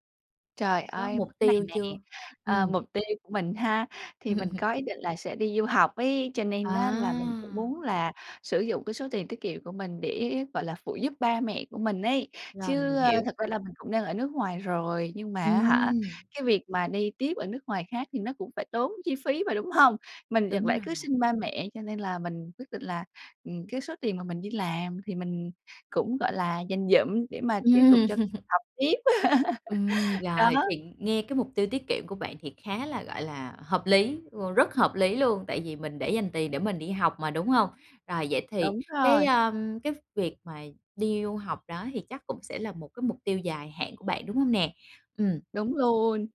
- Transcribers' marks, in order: laugh; laughing while speaking: "Ừm"; laugh; laugh; other background noise
- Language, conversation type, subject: Vietnamese, advice, Làm thế nào để quản lý ngân sách chi tiêu cá nhân và kiểm soát chi tiêu hằng tháng hiệu quả?